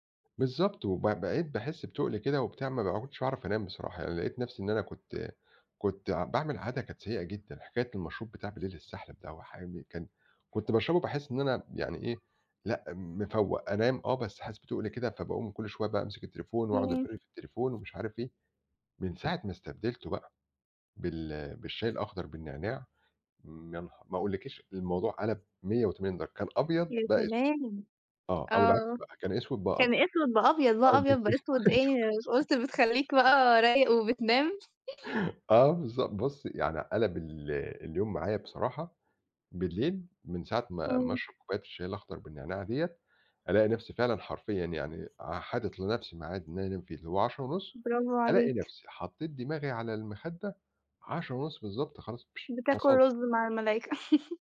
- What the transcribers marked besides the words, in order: other background noise; tapping; laughing while speaking: "بالضبط، أيوه"; laugh; chuckle; other noise; laugh
- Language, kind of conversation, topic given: Arabic, podcast, إيه علاقة العادات الصغيرة بالتغيير الكبير اللي بيحصل في حياتك؟